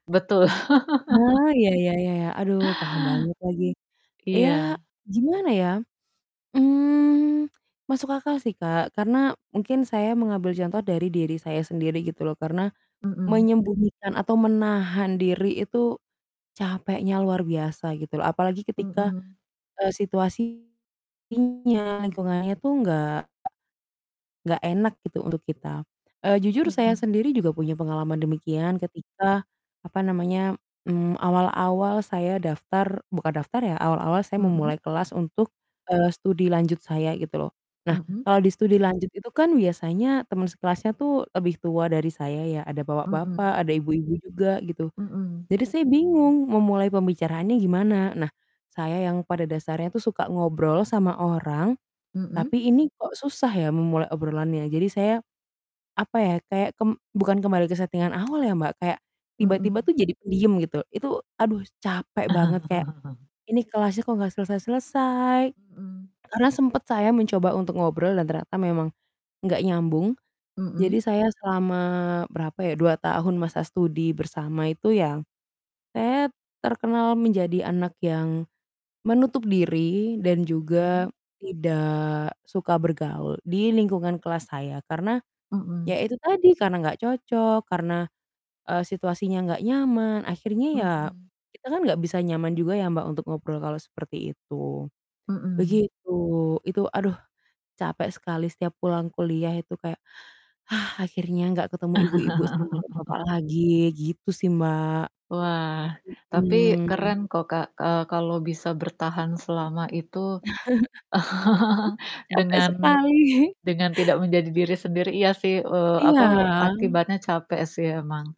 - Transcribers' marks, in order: static; laugh; other background noise; tapping; distorted speech; chuckle; exhale; laugh; chuckle; laugh; laughing while speaking: "sekali"
- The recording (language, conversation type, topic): Indonesian, unstructured, Apa tantangan terbesar yang kamu hadapi saat menunjukkan siapa dirimu sebenarnya?